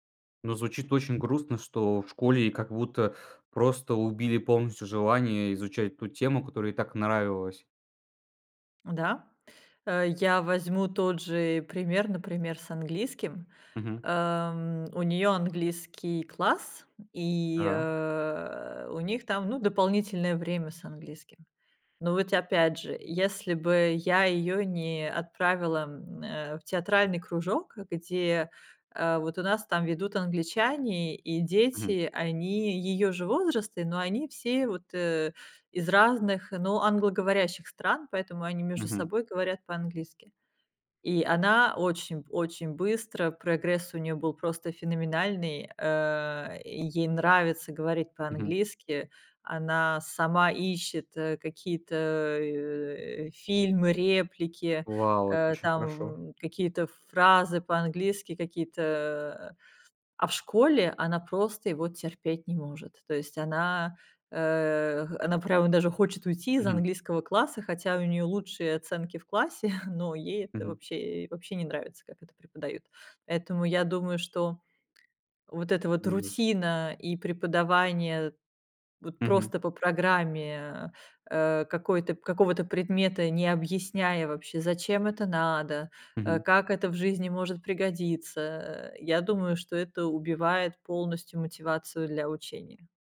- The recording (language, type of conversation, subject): Russian, podcast, Что, по‑твоему, мешает учиться с удовольствием?
- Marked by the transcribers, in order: chuckle; tapping